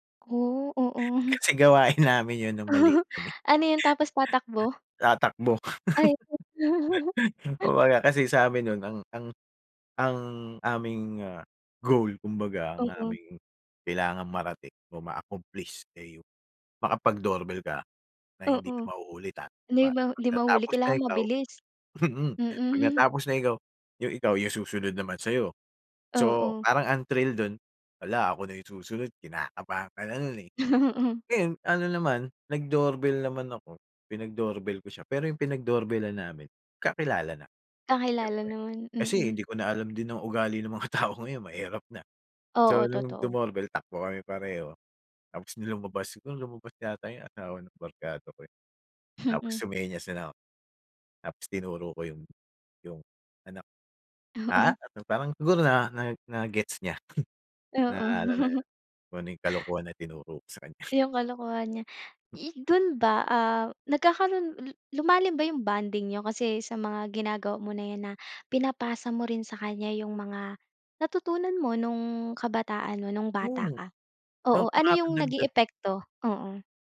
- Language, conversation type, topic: Filipino, podcast, Kapag naaalala mo ang pagkabata mo, anong alaala ang unang sumasagi sa isip mo?
- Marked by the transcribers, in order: other background noise; snort; laughing while speaking: "namin"; chuckle; chuckle; tapping; laughing while speaking: "Mm"; chuckle; laughing while speaking: "Oo"; laughing while speaking: "tao"; laughing while speaking: "Oo"; snort; chuckle